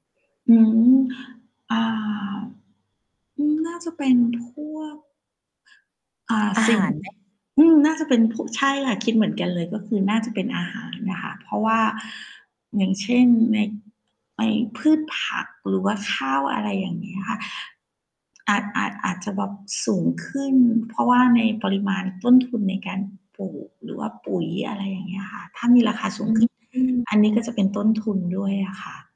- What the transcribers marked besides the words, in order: other background noise; distorted speech
- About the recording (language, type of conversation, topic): Thai, unstructured, คุณคาดว่าราคาสินค้าจะเปลี่ยนแปลงอย่างไรในอนาคต?
- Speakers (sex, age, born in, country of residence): female, 30-34, Thailand, Thailand; female, 45-49, Thailand, Thailand